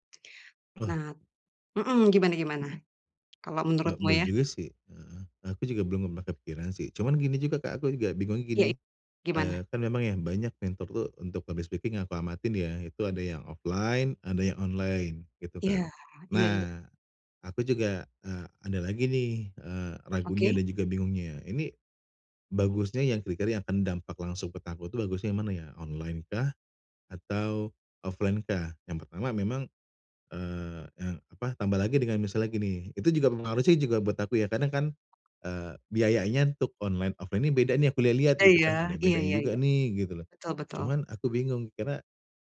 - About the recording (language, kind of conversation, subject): Indonesian, advice, Bagaimana cara menemukan mentor yang cocok untuk pertumbuhan karier saya?
- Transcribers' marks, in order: other background noise; tapping; in English: "public speaking"; in English: "offline"; in English: "offline-kah?"; in English: "offline"